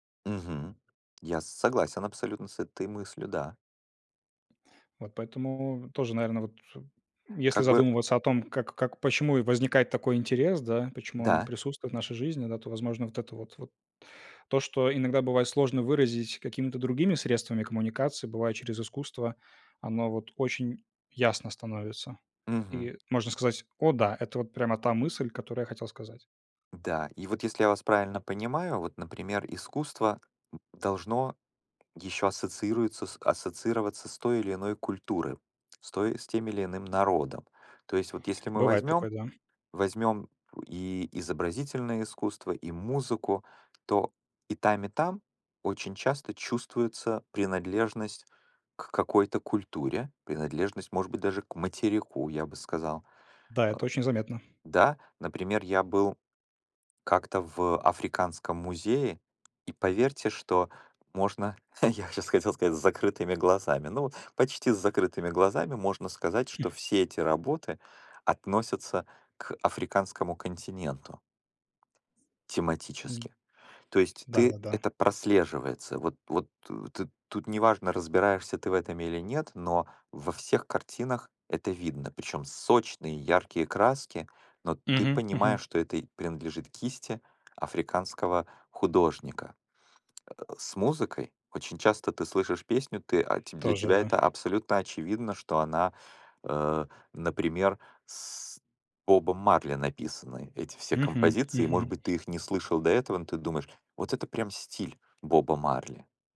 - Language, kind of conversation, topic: Russian, unstructured, Какую роль играет искусство в нашей жизни?
- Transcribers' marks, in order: other background noise; tapping; chuckle; chuckle; other noise